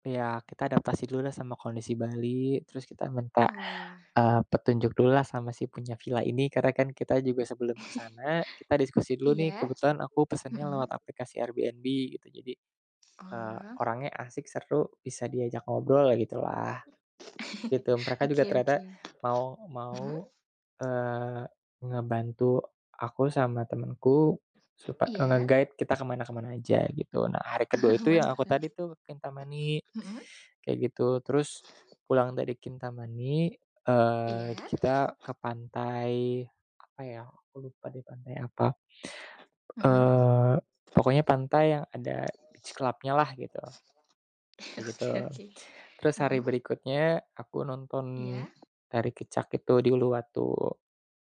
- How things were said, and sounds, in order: tapping; chuckle; other background noise; chuckle; chuckle; background speech; in English: "nge-guide"; laughing while speaking: "Oke oke"; in English: "beach club-nya-lah"
- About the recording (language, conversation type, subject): Indonesian, podcast, Apa salah satu pengalaman perjalanan paling berkesan yang pernah kamu alami?
- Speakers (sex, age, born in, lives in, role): female, 20-24, Indonesia, Indonesia, host; male, 25-29, Indonesia, Indonesia, guest